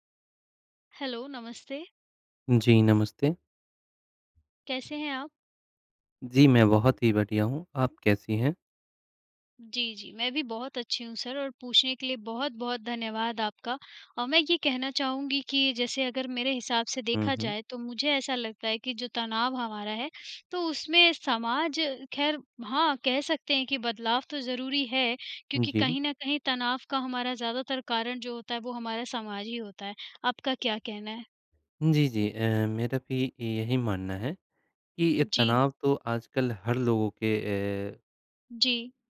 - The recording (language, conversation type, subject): Hindi, unstructured, क्या तनाव को कम करने के लिए समाज में बदलाव जरूरी है?
- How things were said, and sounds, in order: in English: "हेलो"